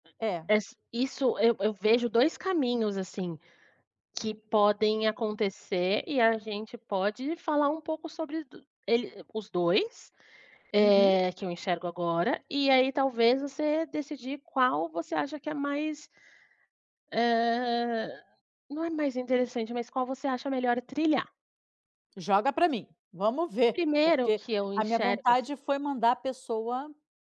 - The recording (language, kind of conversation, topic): Portuguese, advice, Como dizer “não” a um pedido de ajuda sem magoar a outra pessoa?
- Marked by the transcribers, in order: other background noise; tapping